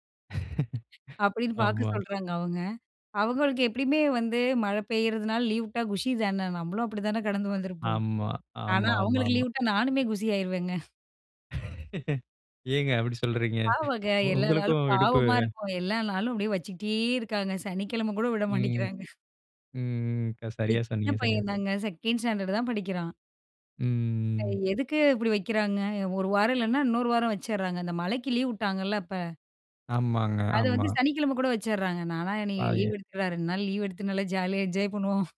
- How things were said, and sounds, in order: chuckle; other background noise; chuckle; "விடுப்பு" said as "இடுப்பு"; chuckle; drawn out: "ம்"; in English: "என்ஜாய்"
- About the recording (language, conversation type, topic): Tamil, podcast, மழை பொழியும் போது வெளியில் இருப்பது உங்கள் மனநிலையை எப்படி மாற்றுகிறது?